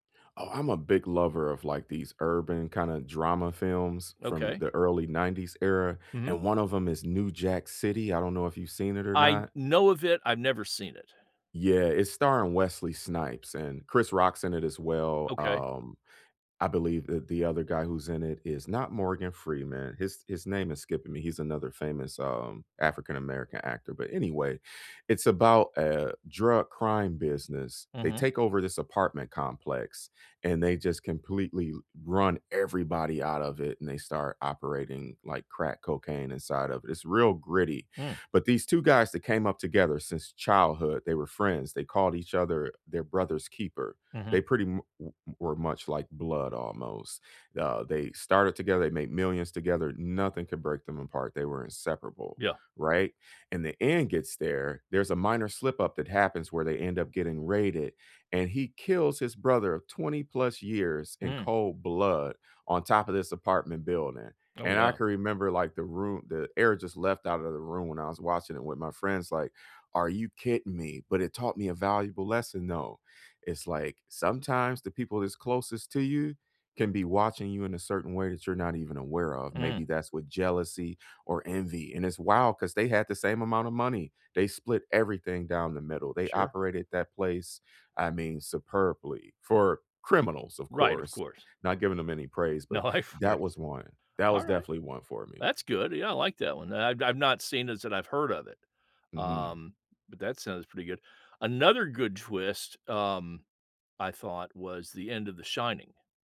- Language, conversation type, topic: English, unstructured, Which movie should I watch for the most surprising ending?
- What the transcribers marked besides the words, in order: laughing while speaking: "No, I of course"